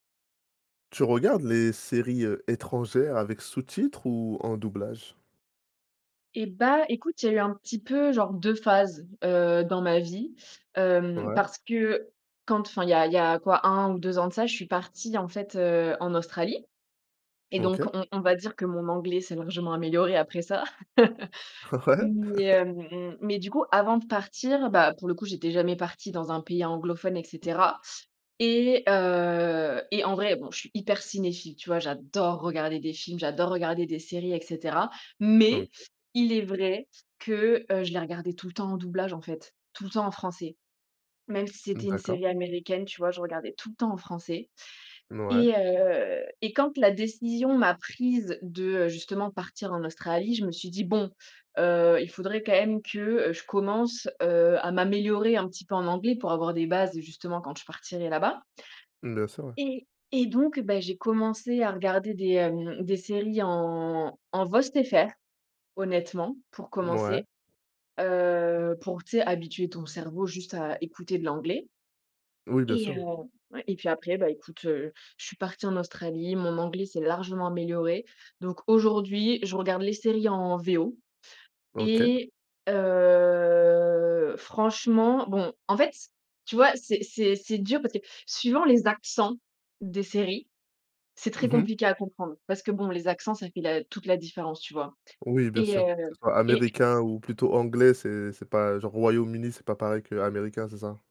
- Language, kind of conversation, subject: French, podcast, Tu regardes les séries étrangères en version originale sous-titrée ou en version doublée ?
- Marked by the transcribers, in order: other background noise; chuckle; drawn out: "hem"; laughing while speaking: "Ouais"; laugh; stressed: "Et"; drawn out: "heu"; stressed: "hyper"; stressed: "J'adore"; stressed: "Mais"; drawn out: "heu"; stressed: "Bon"; drawn out: "en"; drawn out: "Heu"; tapping; drawn out: "heu"